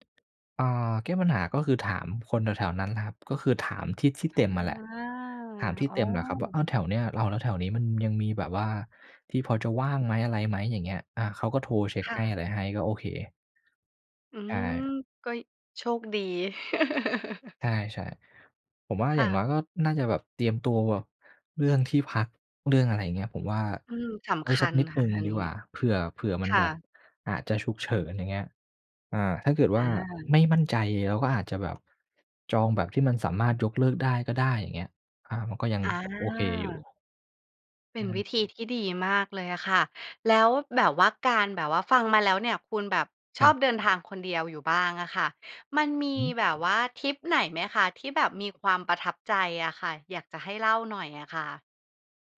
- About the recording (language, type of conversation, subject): Thai, podcast, เคยเดินทางคนเดียวแล้วเป็นยังไงบ้าง?
- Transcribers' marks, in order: laugh